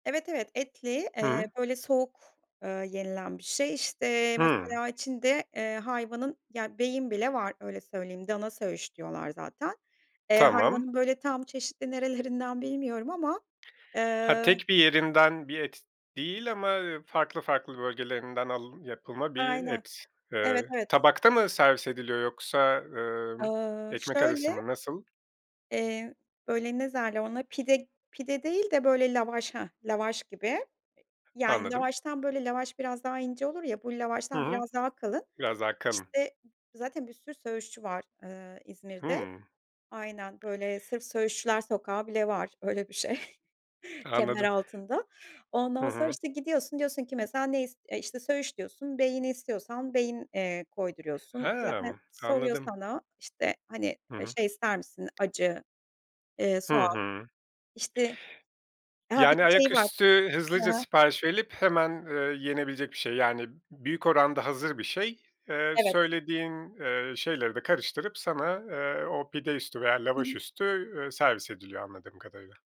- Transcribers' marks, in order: tapping; other background noise; laughing while speaking: "nerelerinden"; laughing while speaking: "şey"
- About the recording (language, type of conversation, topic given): Turkish, podcast, Sokak yemekleri senin için ne ifade ediyor ve en çok hangi tatları seviyorsun?